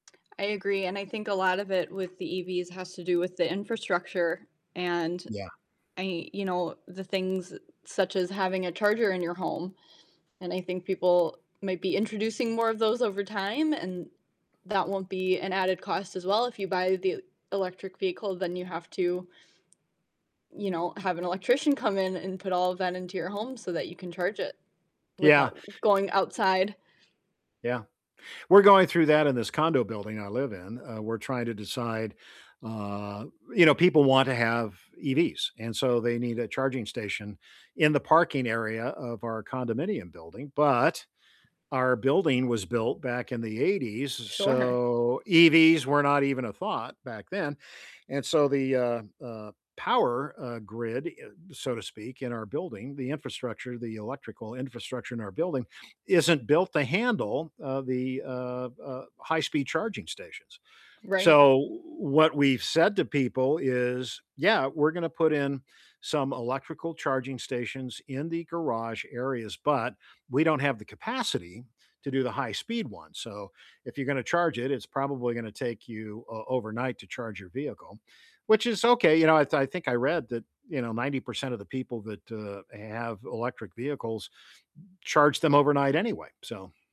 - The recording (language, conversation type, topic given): English, unstructured, How could cities become more eco-friendly?
- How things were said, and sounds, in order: distorted speech; other background noise; tapping